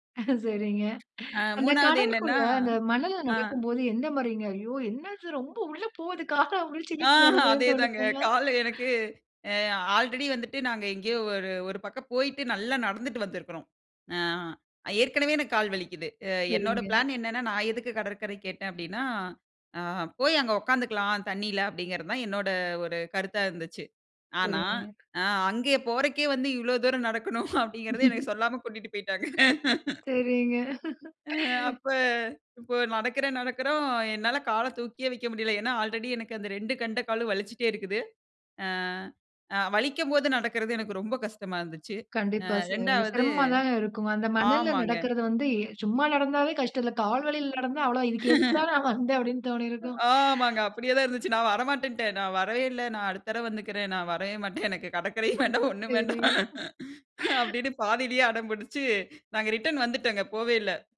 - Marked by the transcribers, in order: laughing while speaking: "சரிங்க"; other background noise; laughing while speaking: "கால புடிச்சு இழுக்குது"; in English: "ஆல்ரெடி"; in English: "பிளான்"; laughing while speaking: "நடக்கணும் அப்படிங்கிறதே எனக்கு சொல்லாம கூட்டிட்டு போய்ட்டாங்க"; laughing while speaking: "சரிங்க"; in English: "ஆல்ரெடி"; laugh; laughing while speaking: "நான் வந்தேன் அப்டின்னு தோணியிருக்கும்"; laughing while speaking: "வரவே மாட்டேன். எனக்கு கடக்கரையும் வேண்டாம் ஒண்ணும் வேண்டாம்"; laughing while speaking: "சரிங்க"; in English: "ரிட்டர்ன்"
- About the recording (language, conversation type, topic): Tamil, podcast, கடல் அலைகள் சிதறுவதைக் காணும் போது உங்களுக்கு என்ன உணர்வு ஏற்படுகிறது?